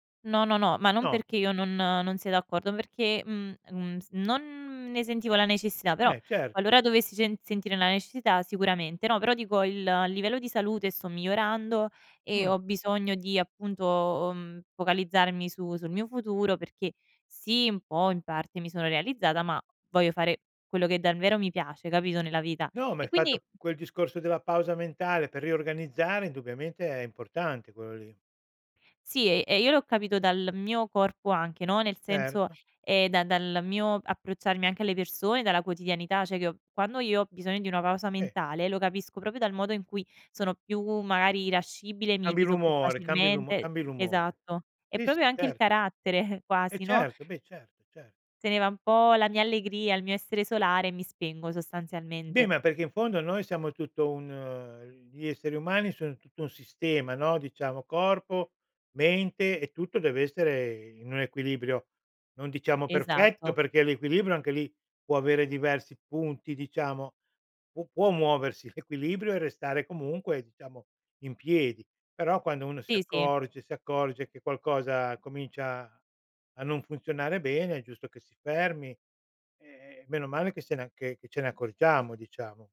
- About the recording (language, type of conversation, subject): Italian, podcast, Come capisci che hai bisogno di una pausa mentale?
- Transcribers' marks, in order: other background noise; "cioè" said as "ceh"; "proprio" said as "propio"; "proprio" said as "propio"; giggle